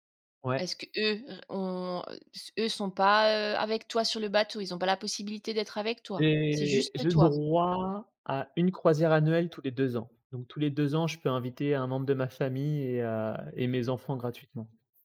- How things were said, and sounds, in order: none
- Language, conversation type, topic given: French, podcast, Pouvez-vous décrire une occasion où le fait de manquer quelque chose vous a finalement été bénéfique ?